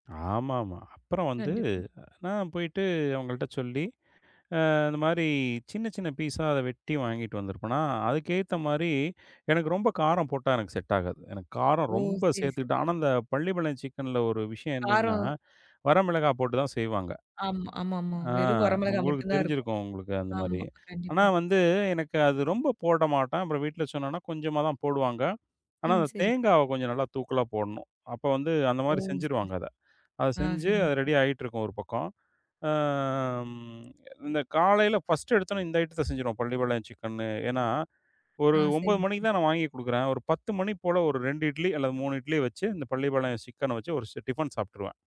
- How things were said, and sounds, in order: tapping; other background noise
- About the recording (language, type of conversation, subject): Tamil, podcast, ஒரு நாளுக்கான பரிபூரண ஓய்வை நீங்கள் எப்படி வர்ணிப்பீர்கள்?